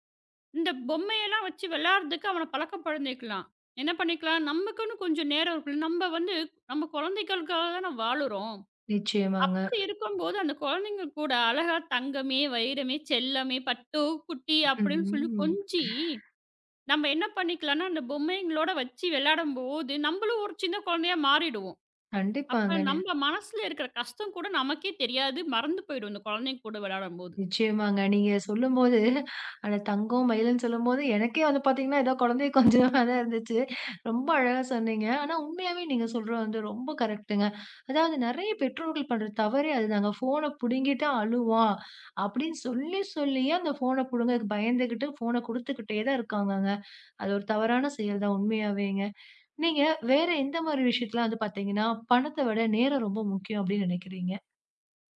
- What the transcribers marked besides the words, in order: drawn out: "ம்"; other noise; chuckle; laugh; in English: "கரெக்ட்ங்க"; other background noise
- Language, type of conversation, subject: Tamil, podcast, பணம் அல்லது நேரம்—முதலில் எதற்கு முன்னுரிமை கொடுப்பீர்கள்?